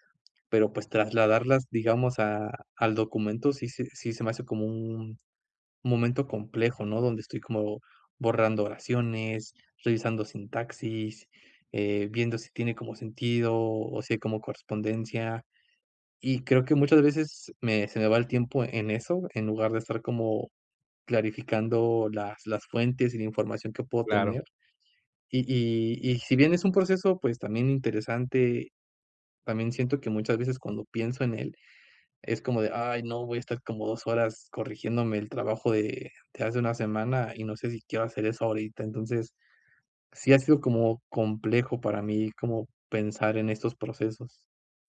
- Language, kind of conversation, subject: Spanish, advice, ¿Cómo puedo alinear mis acciones diarias con mis metas?
- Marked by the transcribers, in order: none